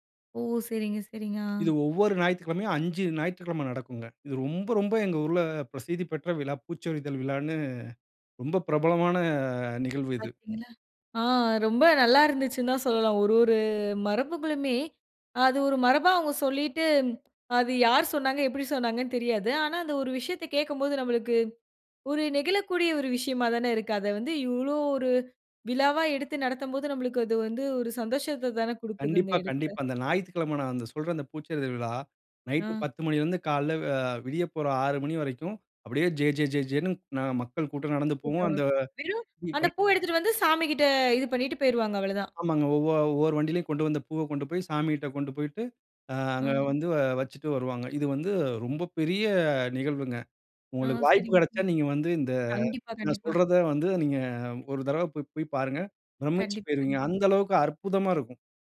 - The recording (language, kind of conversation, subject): Tamil, podcast, பண்டிகை நாட்களில் நீங்கள் பின்பற்றும் தனிச்சிறப்பு கொண்ட மரபுகள் என்னென்ன?
- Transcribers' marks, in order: put-on voice: "விஷயமா"; put-on voice: "சந்தோஷத்த"; "எடத்துல" said as "எடத்ல"; other background noise; unintelligible speech